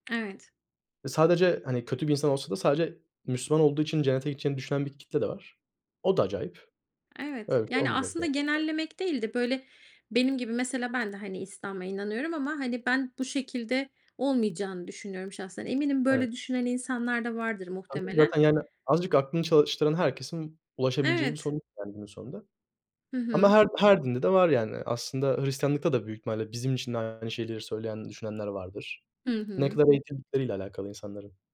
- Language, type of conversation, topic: Turkish, unstructured, Hayatında öğrendiğin en ilginç bilgi neydi?
- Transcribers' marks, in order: other background noise; tapping; unintelligible speech